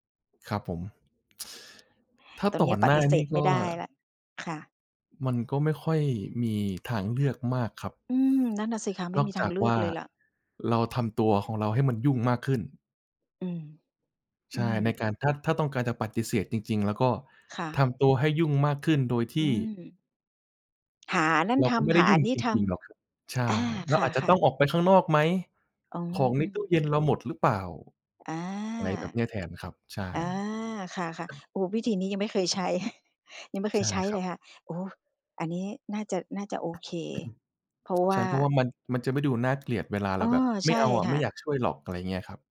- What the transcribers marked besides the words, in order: other background noise; tapping; chuckle
- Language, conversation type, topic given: Thai, advice, คุณรู้สึกอย่างไรเมื่อปฏิเสธคำขอให้ช่วยเหลือจากคนที่ต้องการไม่ได้จนทำให้คุณเครียด?